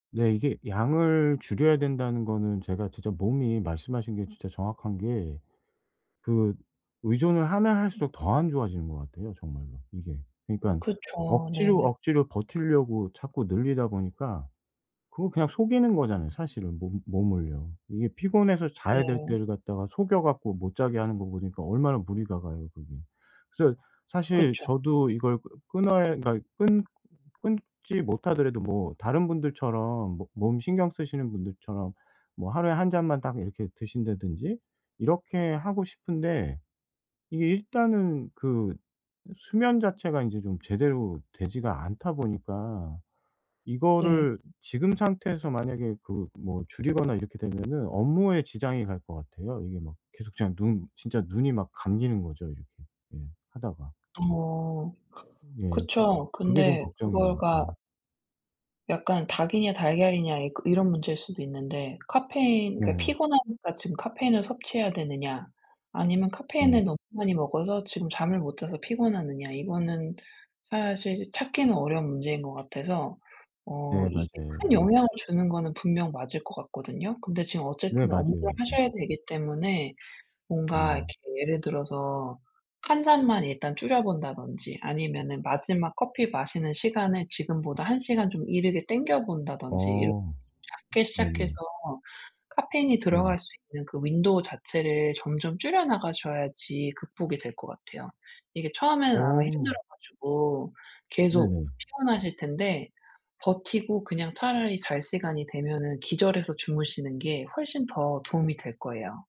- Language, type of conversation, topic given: Korean, advice, 수면 습관을 더 규칙적으로 만들려면 어떻게 해야 하나요?
- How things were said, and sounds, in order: other background noise; tapping; in English: "윈도우"